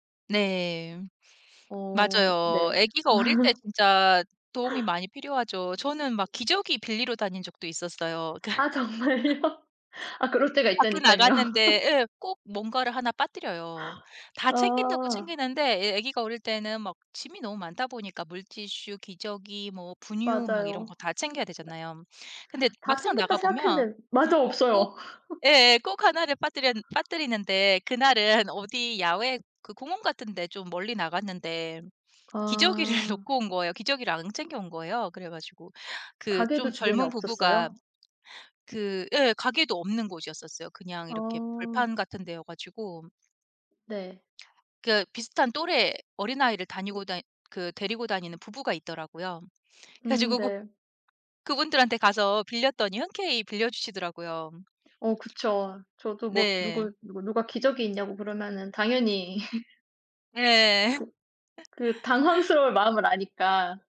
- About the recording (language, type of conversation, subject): Korean, unstructured, 도움이 필요한 사람을 보면 어떻게 행동하시나요?
- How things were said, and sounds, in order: laugh; laughing while speaking: "정말요?"; laugh; tapping; laugh; other noise; laugh; laughing while speaking: "기저귀를"; laugh